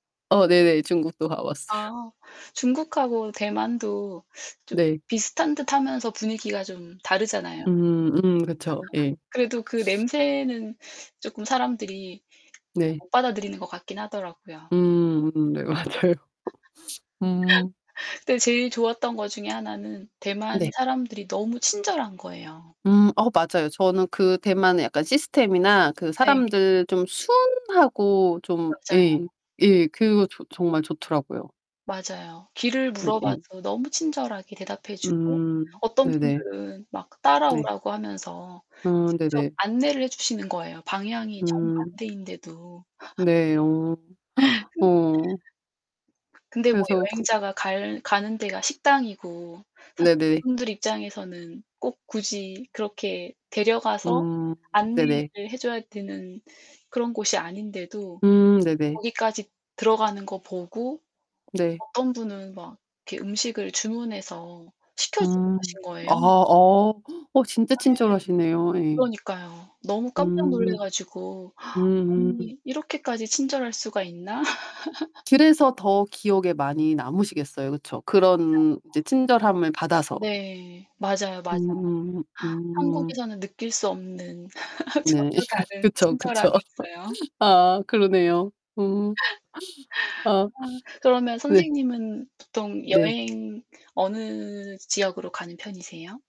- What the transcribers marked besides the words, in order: laughing while speaking: "중국도 가 봤어요"; other background noise; laugh; distorted speech; laugh; laughing while speaking: "맞아요"; tapping; laugh; gasp; gasp; unintelligible speech; gasp; laugh; laugh; laughing while speaking: "그쵸. 그쵸"; laugh; gasp
- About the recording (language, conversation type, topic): Korean, unstructured, 가장 기억에 남는 여행지는 어디이며, 그 이유는 무엇인가요?